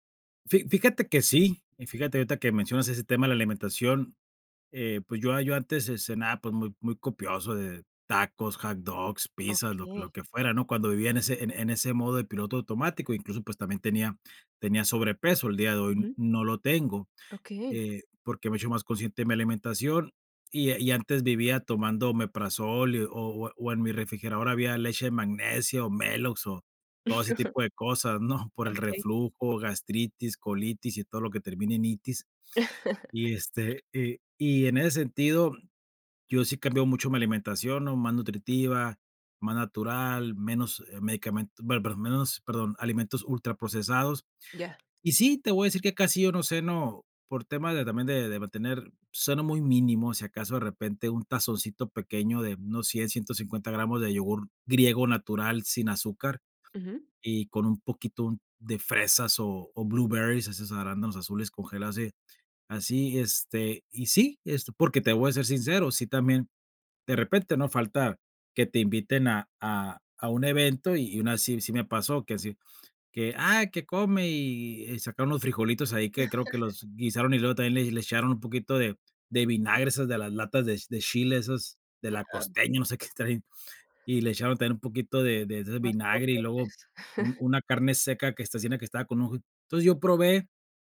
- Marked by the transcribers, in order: other background noise; laugh; giggle; laugh; in English: "blueberries"; put-on voice: "ah, que come"; laugh; grunt; chuckle; unintelligible speech; unintelligible speech
- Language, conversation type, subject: Spanish, podcast, ¿Qué hábitos te ayudan a dormir mejor por la noche?